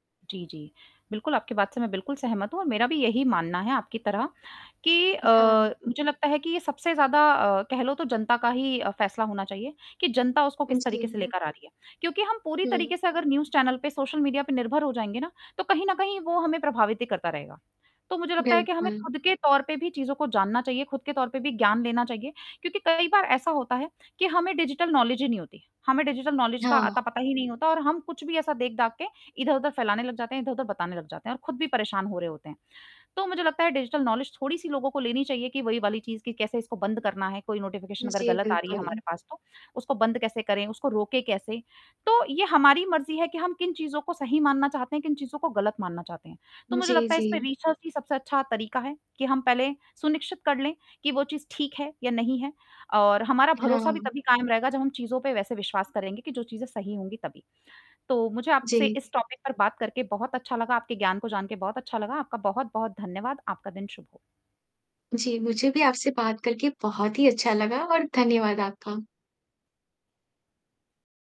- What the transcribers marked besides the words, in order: static; distorted speech; in English: "डिजिटल नौलेज"; in English: "डिजिटल नौलेज"; in English: "डिजिटल नौलेज"; in English: "नोटिफ़िकेशन"; in English: "रिसर्च"; in English: "टॉपिक"
- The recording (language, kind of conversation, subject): Hindi, unstructured, फर्जी खबरों से हमारे समाज को सबसे ज्यादा क्या नुकसान होता है?